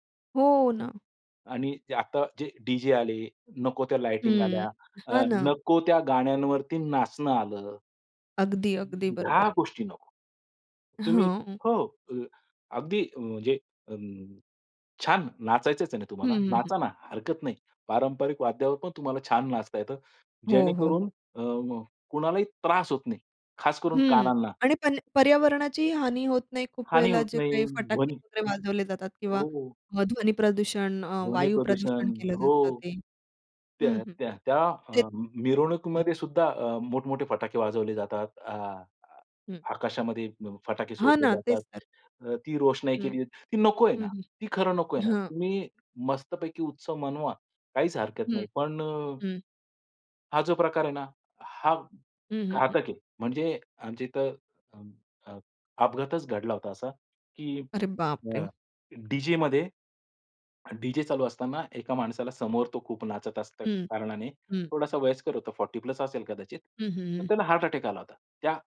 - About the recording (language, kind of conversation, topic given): Marathi, podcast, तुम्ही कुटुंबातील सण-उत्सव कसे साजरे करता?
- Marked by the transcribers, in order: other background noise; in English: "फोर्टी प्लस"